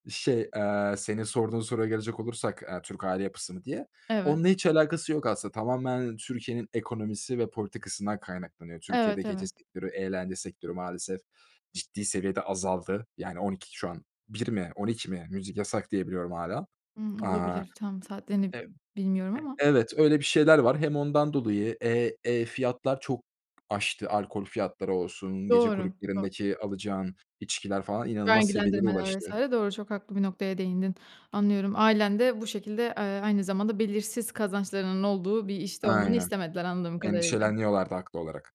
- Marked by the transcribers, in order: none
- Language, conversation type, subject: Turkish, podcast, Hayatınızda bir mentor oldu mu, size nasıl yardımcı oldu?